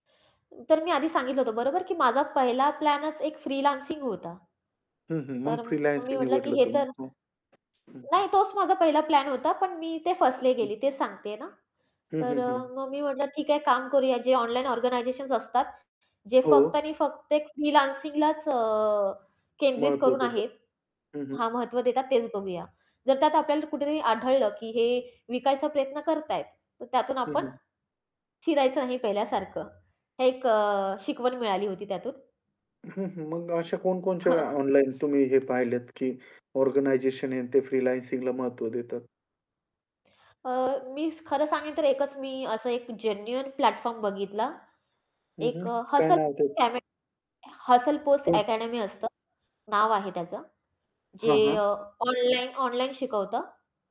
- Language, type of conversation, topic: Marathi, podcast, कोणत्या अपयशानंतर तुम्ही पुन्हा उभे राहिलात आणि ते कसे शक्य झाले?
- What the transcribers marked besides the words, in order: in English: "फ्रीलान्सिंग"; distorted speech; in English: "फ्रीलान्सिंग"; other background noise; in English: "ऑर्गनायझेशन्स"; in English: "फ्रीलान्सिंगलाच"; static; tapping; in English: "ऑर्गनायझेशन"; in English: "फ्रीलान्सिंगला"; in English: "जेन्युइन प्लॅटफॉर्म"; unintelligible speech